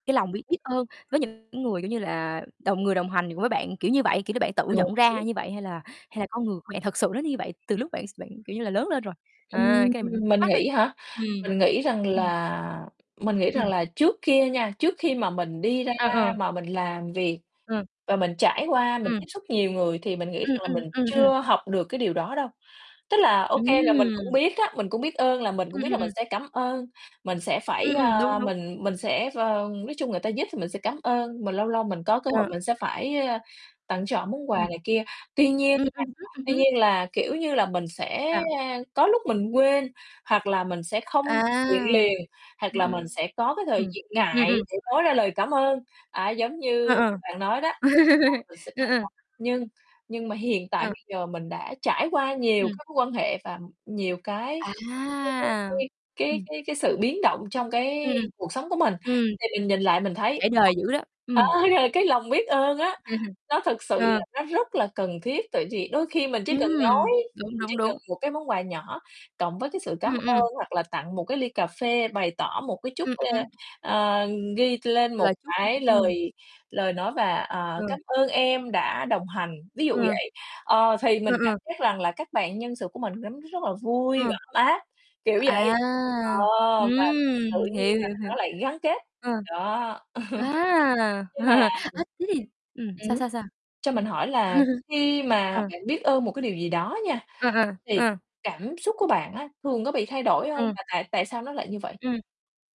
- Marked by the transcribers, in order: distorted speech; other background noise; static; tapping; unintelligible speech; laugh; unintelligible speech; unintelligible speech; chuckle; chuckle
- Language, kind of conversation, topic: Vietnamese, unstructured, Tại sao bạn nghĩ lòng biết ơn lại quan trọng trong cuộc sống?